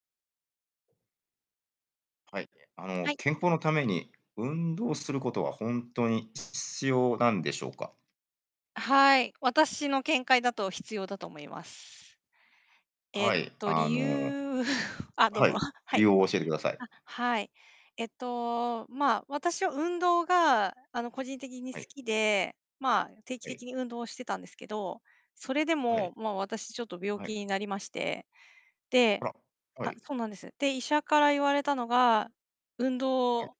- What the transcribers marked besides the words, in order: distorted speech; chuckle; tapping
- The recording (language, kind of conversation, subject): Japanese, unstructured, 健康のために運動は本当に必要ですか？
- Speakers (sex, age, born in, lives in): female, 45-49, Japan, Japan; male, 45-49, Japan, United States